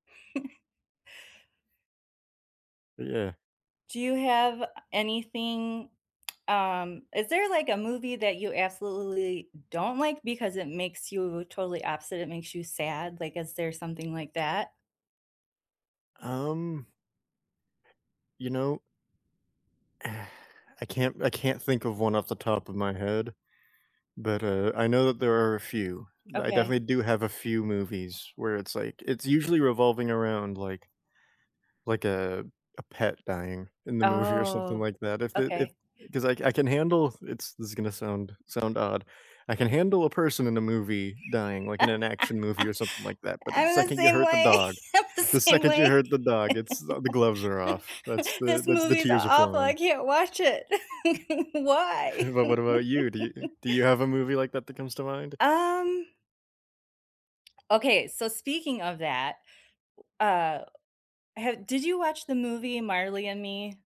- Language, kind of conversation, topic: English, unstructured, Which comfort-watch movie or series do you rewatch endlessly, and why does it feel like home?
- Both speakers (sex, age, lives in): female, 45-49, United States; male, 25-29, United States
- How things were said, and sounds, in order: chuckle; drawn out: "Oh"; laugh; laughing while speaking: "I'm the same way"; laugh; chuckle; laugh